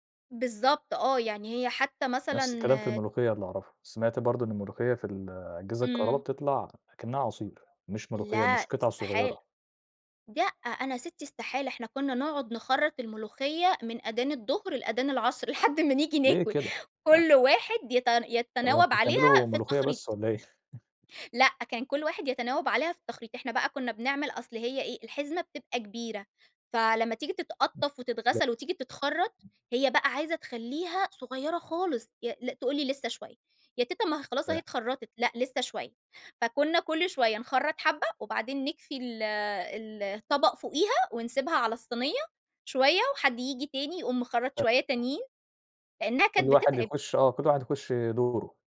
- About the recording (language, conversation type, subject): Arabic, podcast, إيه سرّ الأكلة العائلية اللي عندكم بقالها سنين؟
- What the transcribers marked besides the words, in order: tapping; laughing while speaking: "لحد ما نيجي ناكُل"; chuckle; unintelligible speech; other background noise; unintelligible speech